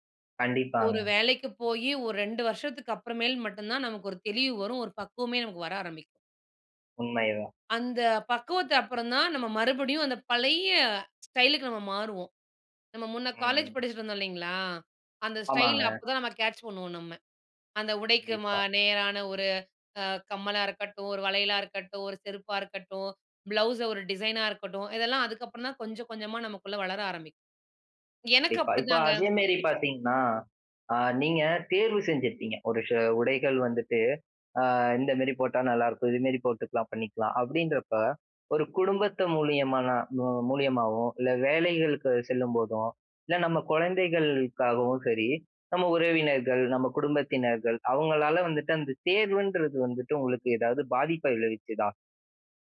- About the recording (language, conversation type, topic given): Tamil, podcast, வயது கூடிக்கொண்டே போகும்போது, உங்கள் நடைமுறையில் என்னென்ன மாற்றங்கள் வந்துள்ளன?
- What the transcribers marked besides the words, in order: drawn out: "பழைய"; in English: "ஸ்டைலுக்கு"; in English: "ஸ்டைல்"; in English: "கேட்ச்"; in English: "ப்ளவுஸ்"; in English: "டிசைனா"